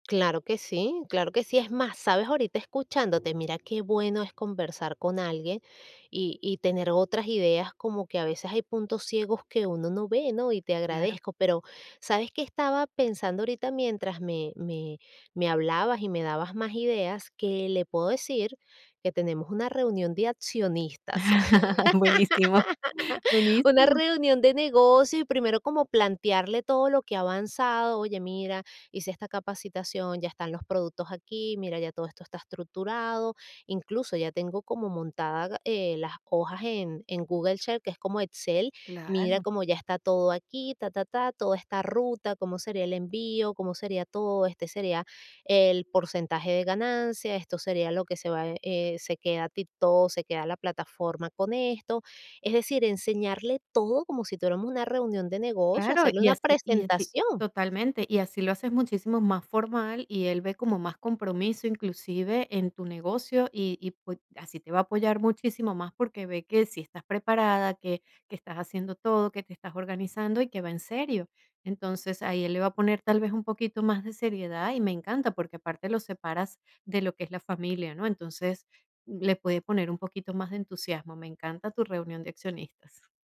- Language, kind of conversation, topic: Spanish, advice, ¿Me siento estancado y no sé cómo avanzar: qué puedo hacer?
- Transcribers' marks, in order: laugh